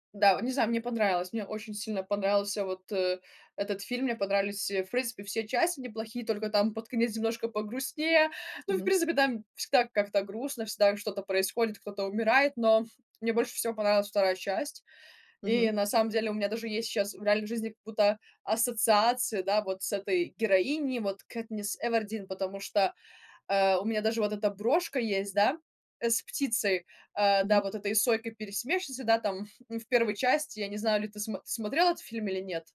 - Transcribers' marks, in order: none
- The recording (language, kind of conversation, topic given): Russian, podcast, Какой фильм сильно повлиял на тебя и почему?